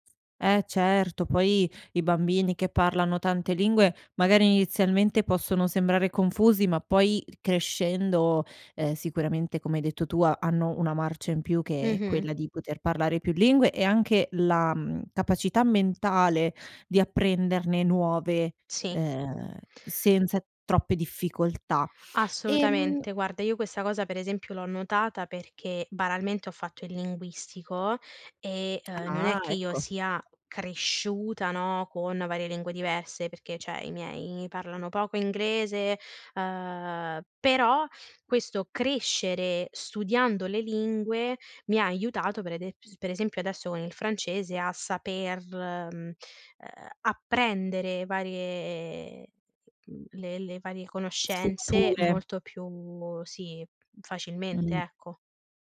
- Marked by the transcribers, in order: other background noise; tapping; "cioè" said as "ceh"
- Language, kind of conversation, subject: Italian, podcast, Che ruolo ha la lingua nella tua identità?